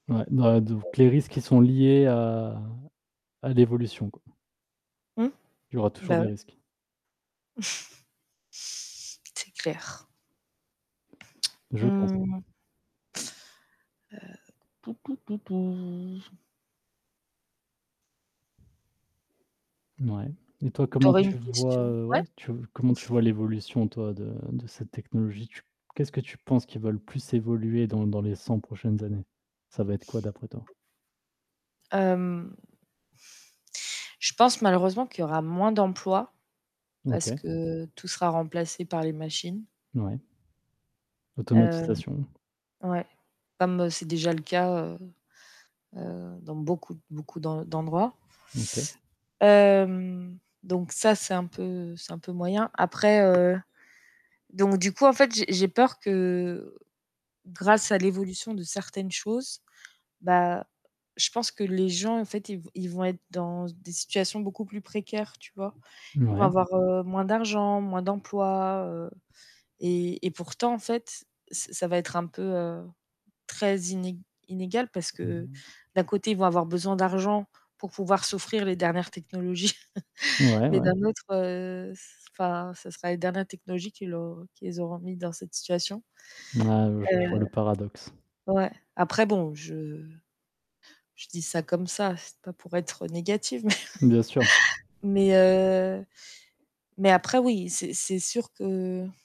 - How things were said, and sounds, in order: static; other background noise; drawn out: "à"; tapping; chuckle; tsk; humming a tune; distorted speech; chuckle; stressed: "plus"; laughing while speaking: "technologies"; chuckle; chuckle
- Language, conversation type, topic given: French, unstructured, Comment imaginez-vous la vie dans 100 ans grâce aux progrès scientifiques ?